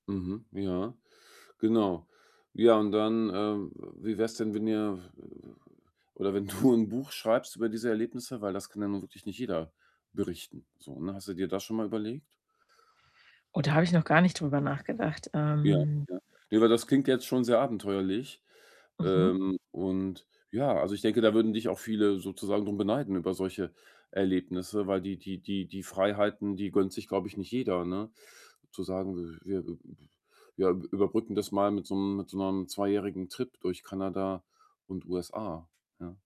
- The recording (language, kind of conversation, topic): German, advice, Wie kann ich trotz Ungewissheit handlungsorientiert bleiben?
- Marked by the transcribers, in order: laughing while speaking: "du"; other background noise; static